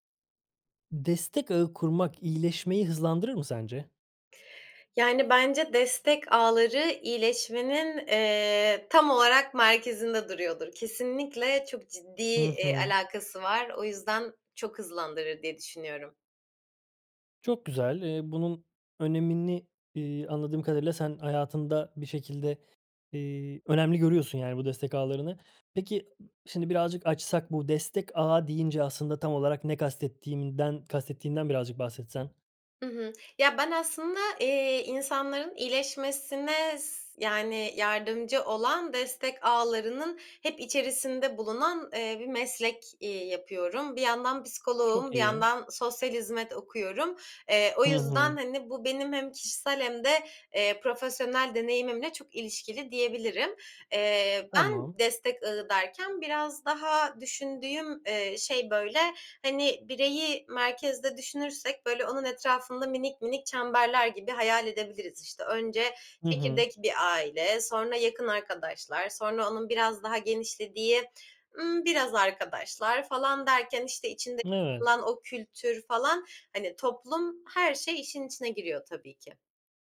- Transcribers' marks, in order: other background noise; tapping; unintelligible speech
- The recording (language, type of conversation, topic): Turkish, podcast, Destek ağı kurmak iyileşmeyi nasıl hızlandırır ve nereden başlamalıyız?